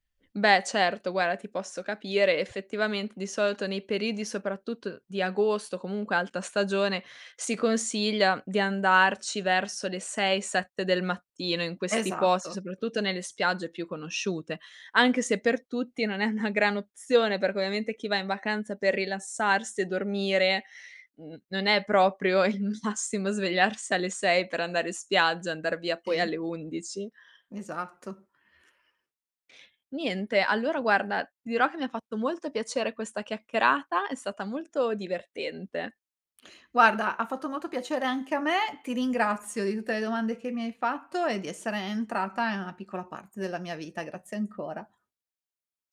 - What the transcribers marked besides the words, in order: tapping; laughing while speaking: "gran"; "opzione" said as "ozione"; laughing while speaking: "massimo"
- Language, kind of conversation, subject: Italian, podcast, Come descriveresti il tuo rapporto con il mare?